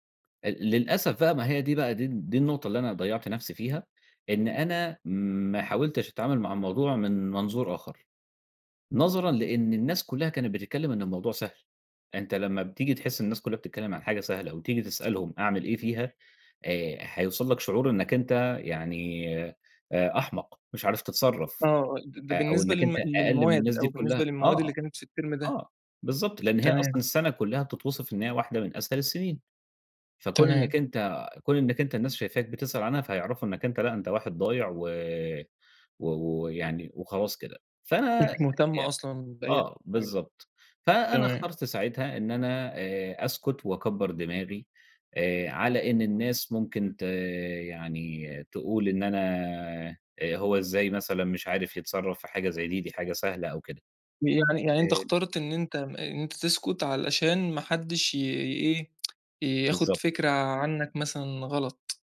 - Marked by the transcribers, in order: in English: "الترم"; tapping; unintelligible speech; tsk
- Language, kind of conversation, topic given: Arabic, podcast, إيه المرة اللي حسّيت فيها إنك تايه عن نفسك، وطلعت منها إزاي؟
- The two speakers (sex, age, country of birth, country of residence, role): male, 20-24, Egypt, Egypt, host; male, 30-34, Egypt, Egypt, guest